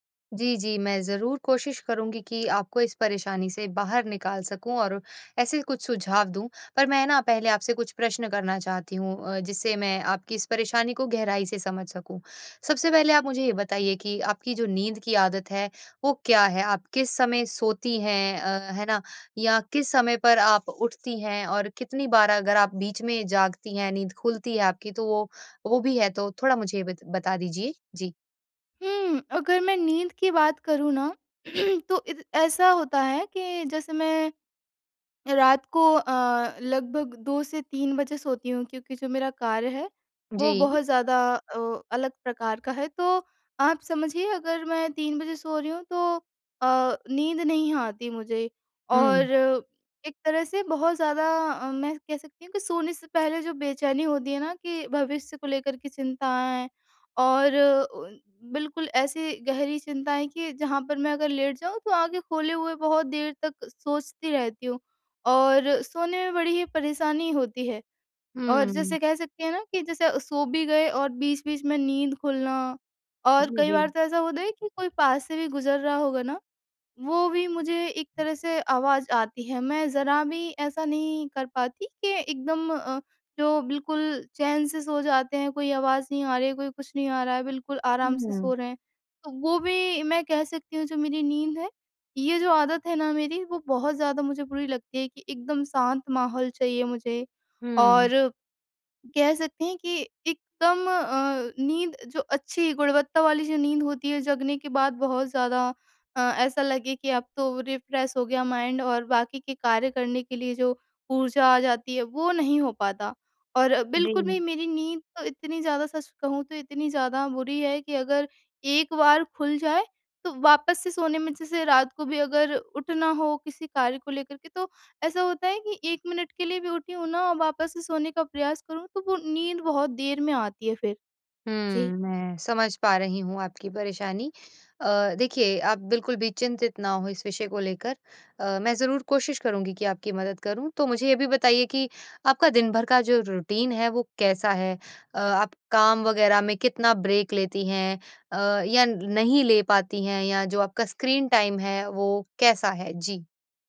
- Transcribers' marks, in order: throat clearing; in English: "रिफ्रेश"; in English: "माइंड"; in English: "रूटीन"; in English: "ब्रेक"
- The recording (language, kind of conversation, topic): Hindi, advice, आराम करने के बाद भी मेरा मन थका हुआ क्यों महसूस होता है और मैं ध्यान क्यों नहीं लगा पाता/पाती?